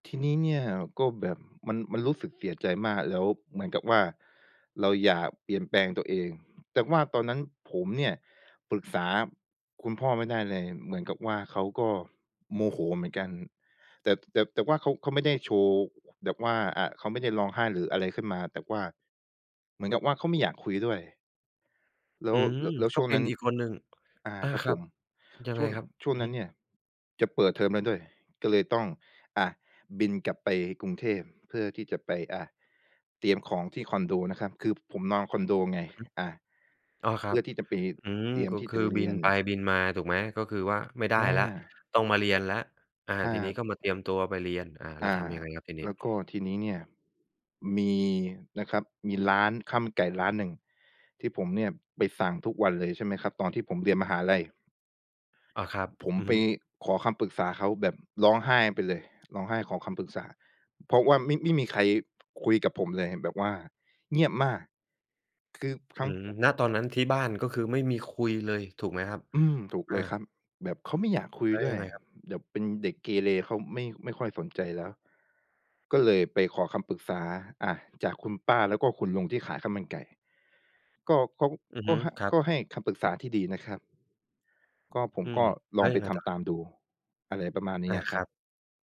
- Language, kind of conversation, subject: Thai, podcast, เวลาล้มเหลว คุณมีวิธีลุกขึ้นมาสู้ต่ออย่างไร?
- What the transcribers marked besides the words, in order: tapping; other background noise